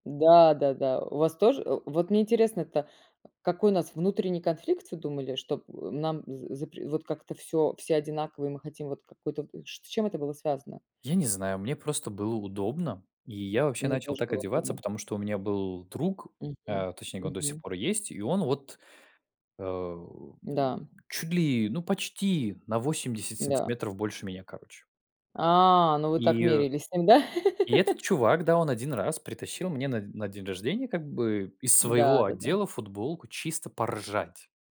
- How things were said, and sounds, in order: tapping; laugh
- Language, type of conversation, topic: Russian, unstructured, Как ты думаешь, почему некоторые люди боятся отличаться от других?